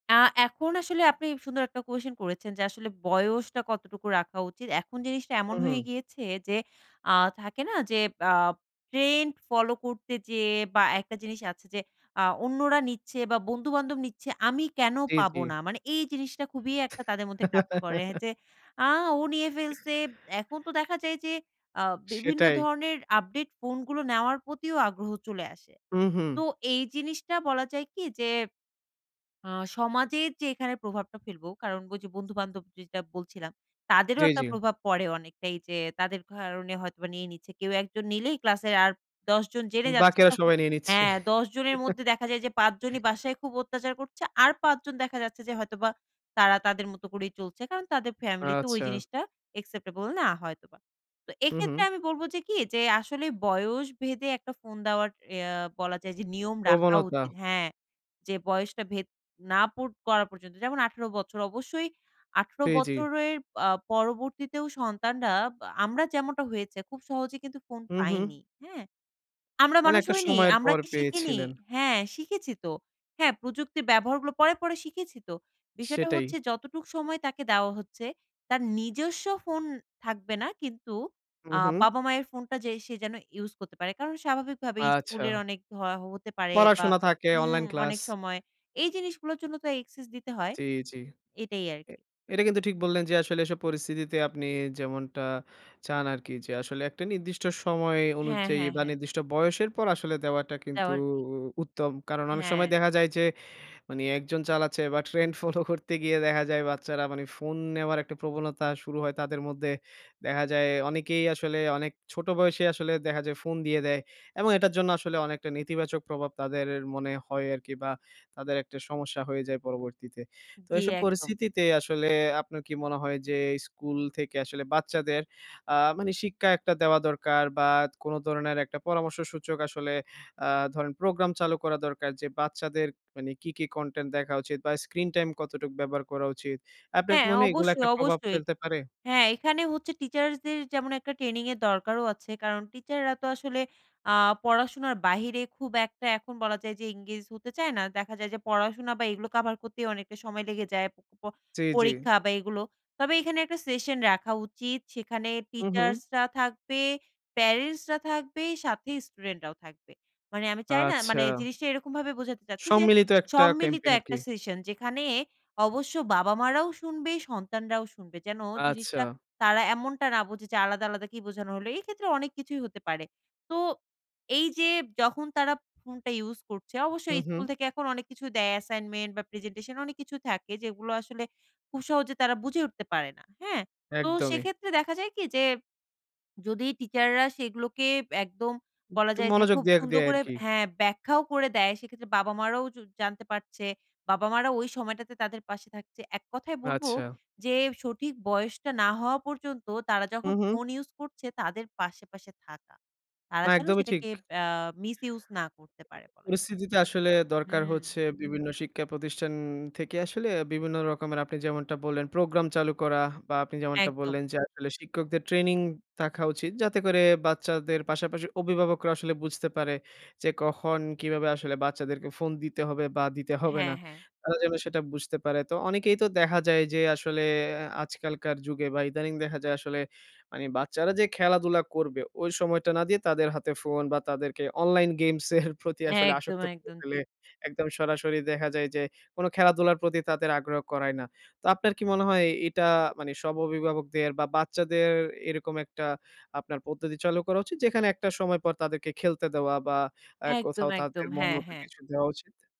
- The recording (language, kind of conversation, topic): Bengali, podcast, বাচ্চাদের স্ক্রিন ব্যবহারের বিষয়ে আপনি কী কী নীতি অনুসরণ করেন?
- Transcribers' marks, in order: laugh; breath; giggle; breath; in English: "acceptable"; in English: "access"; laughing while speaking: "ট্রেন্ড ফলো করতে গিয়ে দেখা"; in English: "content"; in English: "engage"; swallow; chuckle